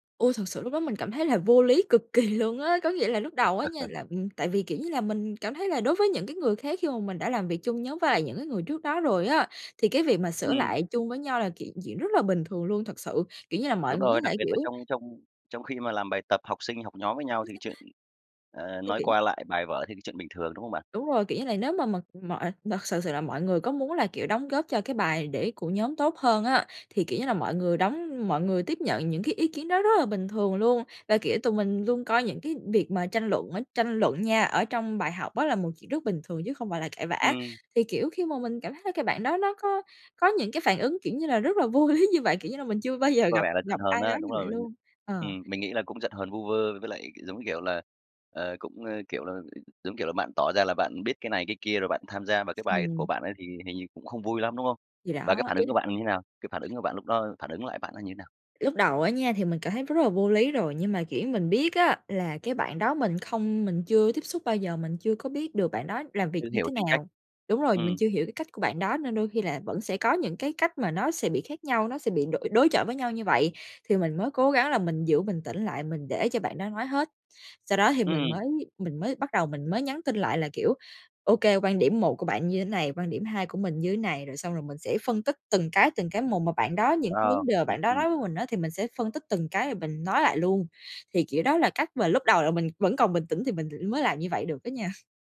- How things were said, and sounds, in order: laughing while speaking: "kỳ"; laugh; tapping; laughing while speaking: "lý"; laughing while speaking: "giờ"; laugh
- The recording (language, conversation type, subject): Vietnamese, podcast, Làm sao bạn giữ bình tĩnh khi cãi nhau?